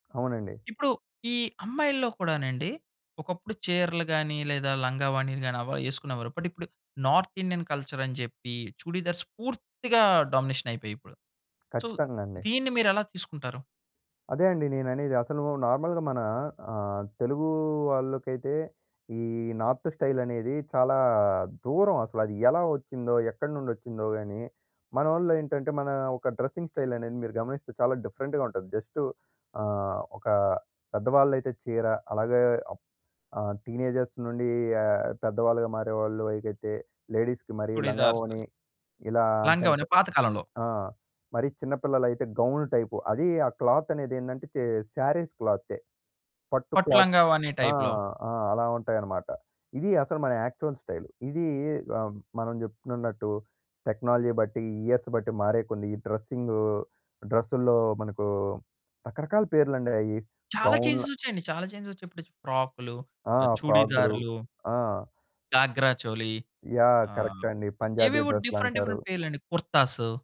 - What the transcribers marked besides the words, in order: in English: "బట్"; in English: "చుడీదార్స్"; in English: "సో"; in English: "నార్మల్‌గా"; drawn out: "తెలుగూ"; drawn out: "ఈ"; in English: "నార్త్"; in English: "డ్రస్సింగ్"; in English: "డిఫరెంట్‌గా"; in English: "టీనేజర్స్"; in English: "చుడీదార్స్"; in English: "లేడీస్‌కి"; other noise; in English: "శారీస్"; in English: "క్లాత్"; "ఓణీ" said as "వాణీ"; in English: "టైప్‌లో"; in English: "యాక్చువల్"; in English: "టెక్నాలజీ"; in English: "ఇయర్స్"; other background noise; in Hindi: "ఘాగ్రా చోలీ"; in English: "డిఫరెంట్ డిఫరెంట్"; in English: "కుర్తాస్"
- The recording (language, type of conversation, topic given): Telugu, podcast, సాంప్రదాయ దుస్తుల శైలిని ఆధునిక ఫ్యాషన్‌తో మీరు ఎలా మేళవిస్తారు?